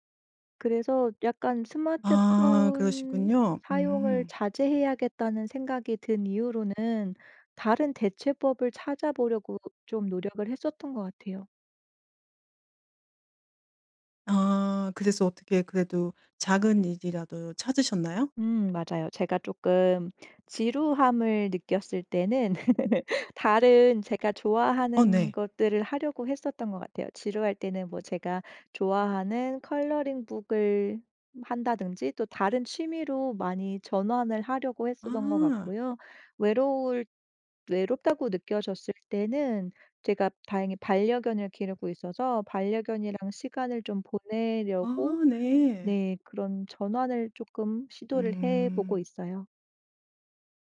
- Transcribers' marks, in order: laugh; in English: "컬러링 북을"; tapping
- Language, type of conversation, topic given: Korean, podcast, 스마트폰 중독을 줄이는 데 도움이 되는 습관은 무엇인가요?